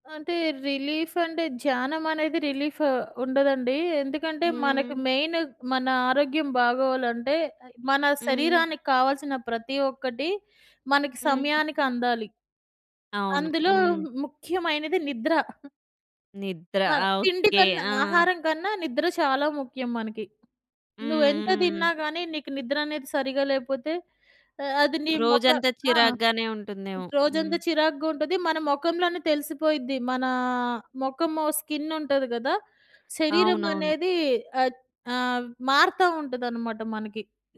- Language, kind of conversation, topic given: Telugu, podcast, పనిలో ఒకే పని చేస్తున్నప్పుడు ఉత్సాహంగా ఉండేందుకు మీకు ఉపయోగపడే చిట్కాలు ఏమిటి?
- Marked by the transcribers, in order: in English: "రిలీఫ్"; in English: "రిలీఫ్"; in English: "మెయిన్"; other noise; in English: "స్కిన్"